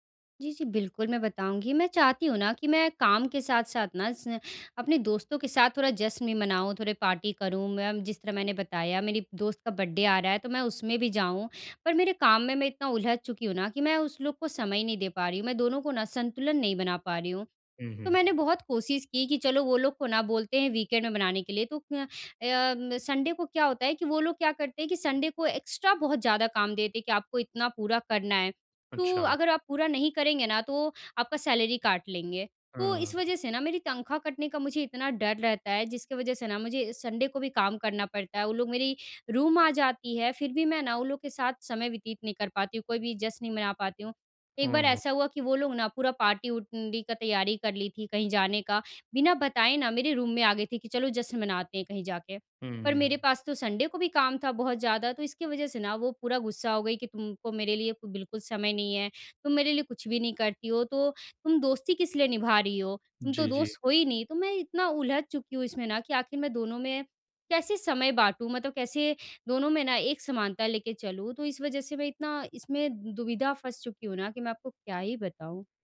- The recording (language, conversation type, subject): Hindi, advice, काम और सामाजिक जीवन के बीच संतुलन
- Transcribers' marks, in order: in English: "पार्टी"; in English: "बर्थडे"; in English: "वीकेंड"; in English: "संडे"; in English: "संडे"; in English: "एक्स्ट्रा"; in English: "सैलरी"; in English: "संडे"; in English: "रूम"; in English: "पार्टी"; in English: "रूम"; in English: "संडे"